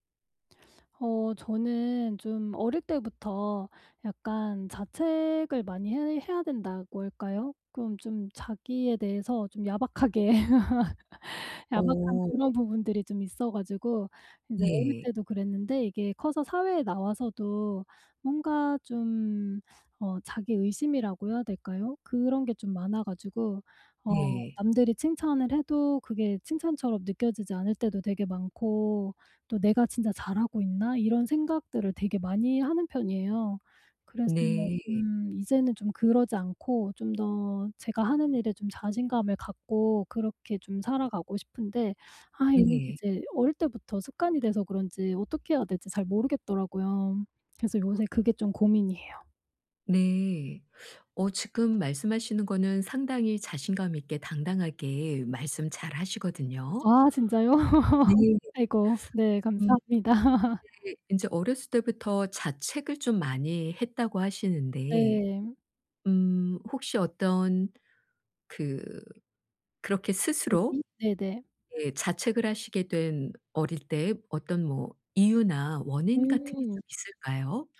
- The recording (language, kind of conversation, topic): Korean, advice, 자기의심을 줄이고 자신감을 키우려면 어떻게 해야 하나요?
- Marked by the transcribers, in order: laugh; teeth sucking; other background noise; teeth sucking; teeth sucking; laugh; teeth sucking; laugh; unintelligible speech